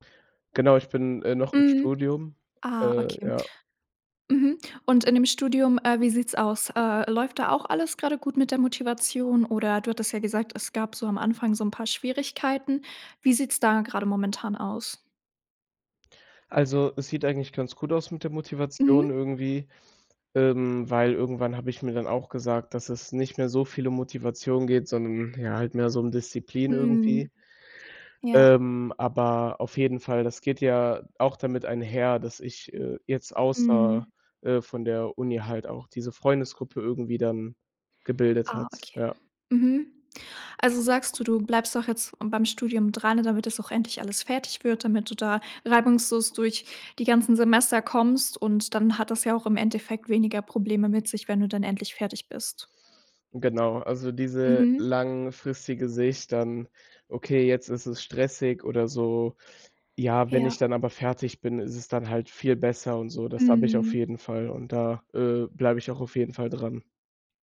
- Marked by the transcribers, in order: none
- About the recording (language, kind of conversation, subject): German, podcast, Was tust du, wenn dir die Motivation fehlt?